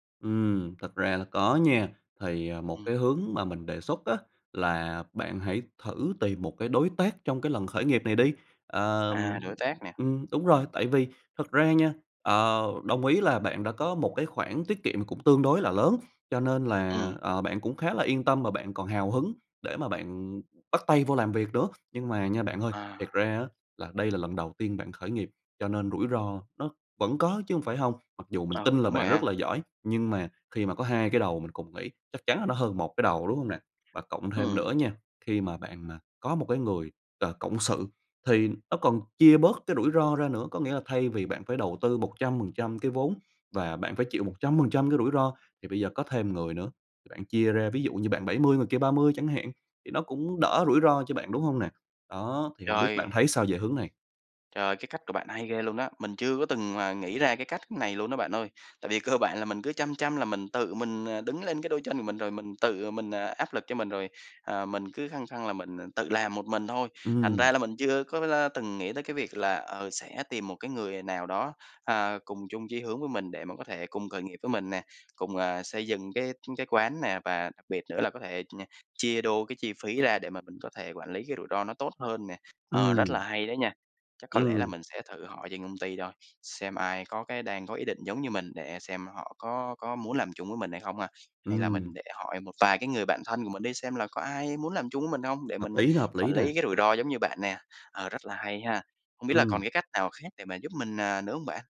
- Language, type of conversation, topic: Vietnamese, advice, Bạn đang cảm thấy áp lực như thế nào khi phải cân bằng giữa gia đình và việc khởi nghiệp?
- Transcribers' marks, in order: tapping; other background noise